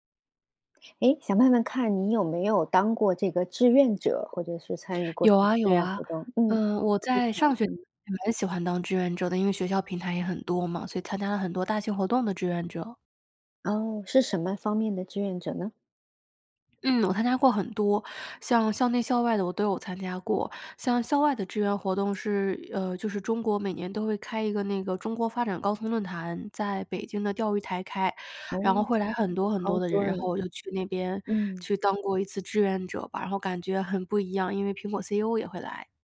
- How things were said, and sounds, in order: unintelligible speech; unintelligible speech; other background noise; tapping
- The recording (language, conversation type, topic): Chinese, podcast, 你愿意分享一次你参与志愿活动的经历和感受吗？